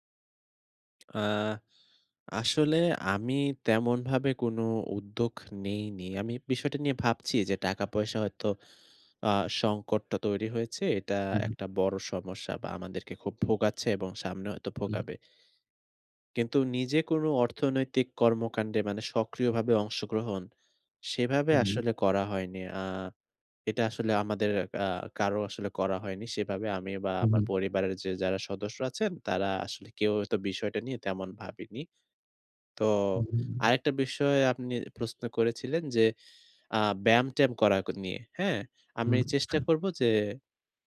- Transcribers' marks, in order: tapping; other background noise
- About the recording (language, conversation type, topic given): Bengali, advice, আর্থিক চাপ বেড়ে গেলে আমি কীভাবে মানসিক শান্তি বজায় রেখে তা সামলাতে পারি?